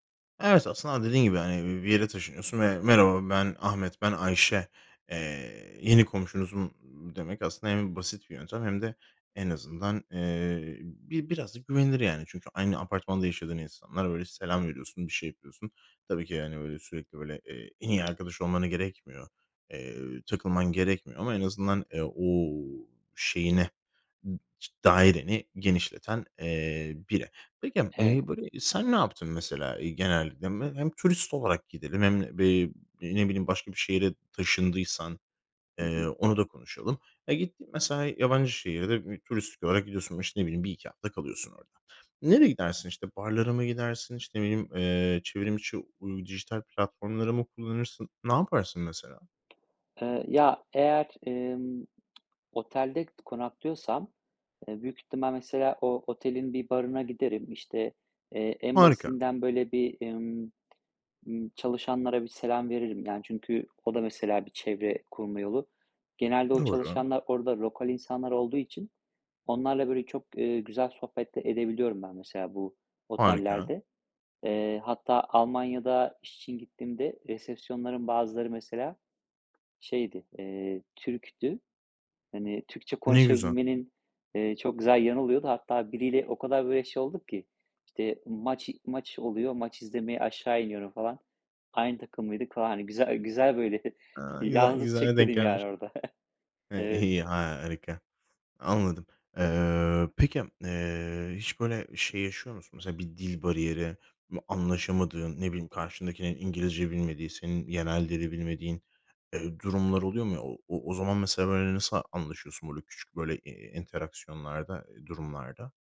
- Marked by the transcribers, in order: tapping; other noise; other background noise; chuckle; chuckle; drawn out: "harika"
- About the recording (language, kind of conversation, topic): Turkish, podcast, Yabancı bir şehirde yeni bir çevre nasıl kurulur?